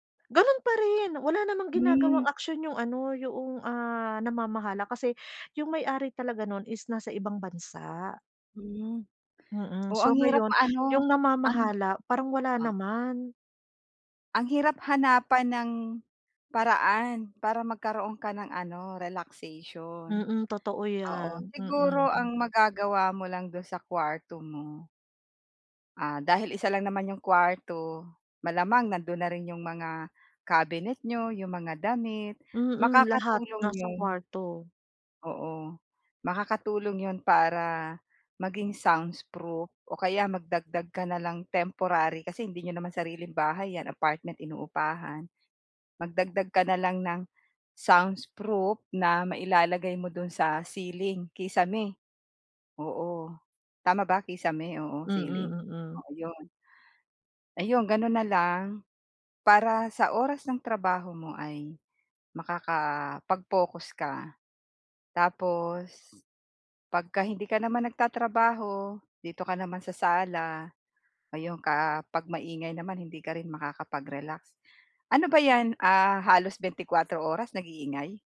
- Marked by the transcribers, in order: other background noise; tapping; "soundproof" said as "soundsproof"; "soundproof" said as "soundsproof"
- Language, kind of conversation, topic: Filipino, advice, Paano ako makakapagpahinga at makakapagpakalma kahit maraming pinagmumulan ng stress at mga nakagagambala sa paligid ko?